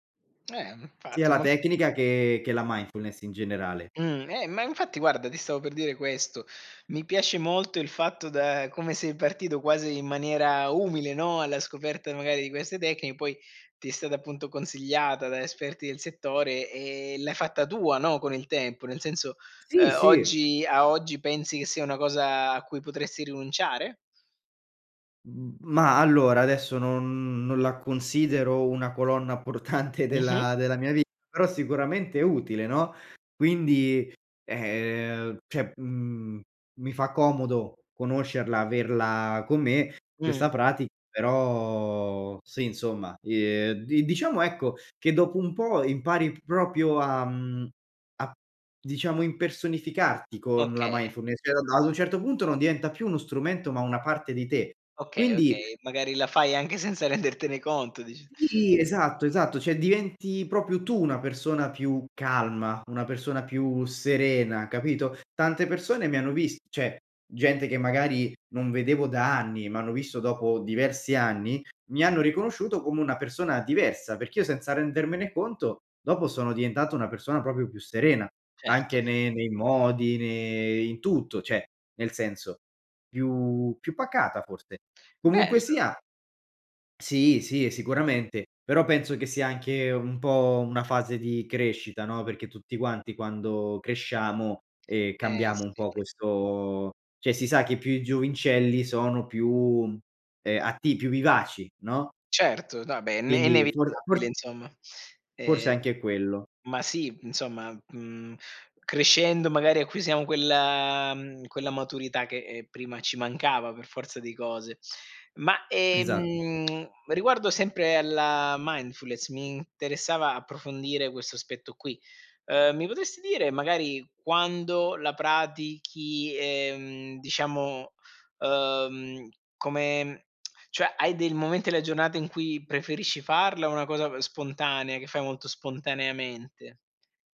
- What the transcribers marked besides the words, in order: tapping; "infatti" said as "nfatti"; other background noise; in English: "mindfulness"; laughing while speaking: "portante"; "cioè" said as "ceh"; "proprio" said as "propio"; in English: "mindfulness"; unintelligible speech; laughing while speaking: "anche senza"; "cioè" said as "ceh"; "proprio" said as "propio"; "cioè" said as "ceh"; "proprio" said as "popio"; "cioè" said as "ceh"; "cioè" said as "ceh"; "vabbè" said as "abè"; "inevitabile" said as "nevitabile"; tongue click; in English: "mindfulness"; tongue click; "giornata" said as "gionata"
- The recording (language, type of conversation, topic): Italian, podcast, Come usi la respirazione per calmarti?